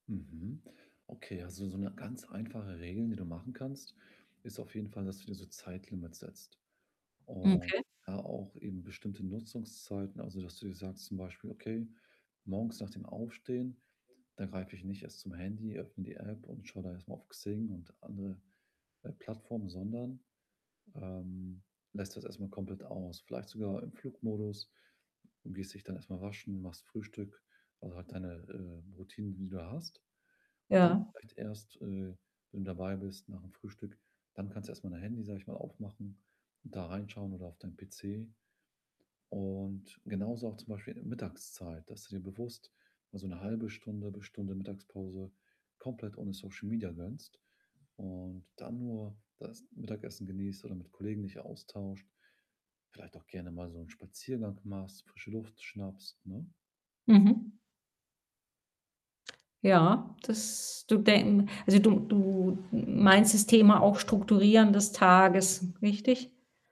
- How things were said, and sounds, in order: static; other background noise; distorted speech
- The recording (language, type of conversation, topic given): German, advice, Wie kann ich mich in sozialen Medien weniger mit anderen vergleichen?